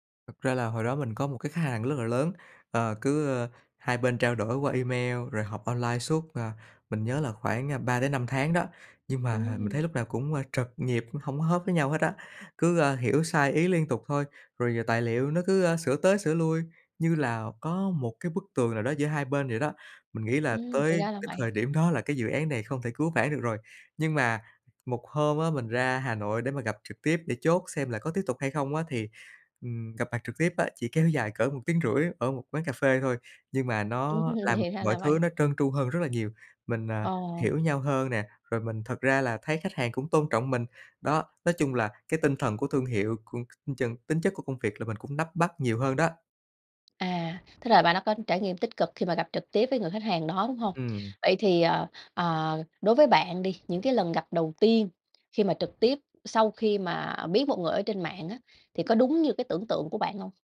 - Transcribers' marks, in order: tapping; laughing while speaking: "Ừm"; unintelligible speech
- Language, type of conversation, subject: Vietnamese, podcast, Theo bạn, việc gặp mặt trực tiếp còn quan trọng đến mức nào trong thời đại mạng?